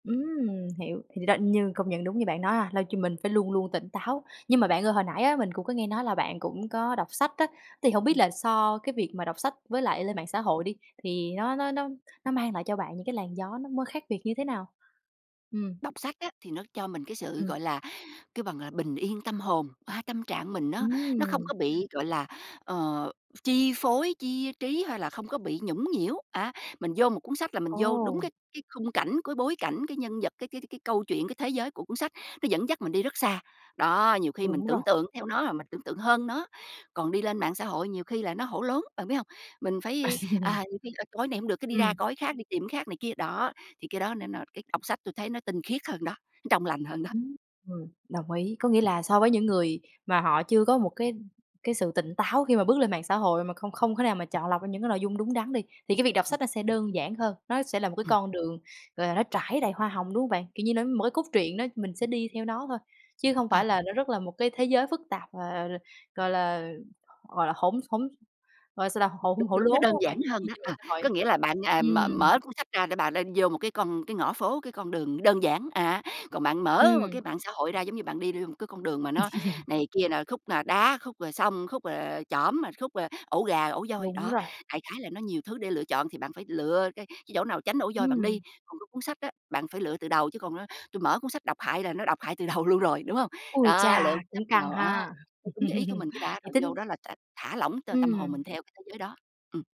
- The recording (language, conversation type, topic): Vietnamese, podcast, Bạn xử lý căng thẳng và kiệt sức như thế nào?
- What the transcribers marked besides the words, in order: tapping; laugh; other background noise; chuckle; laughing while speaking: "từ đầu"; chuckle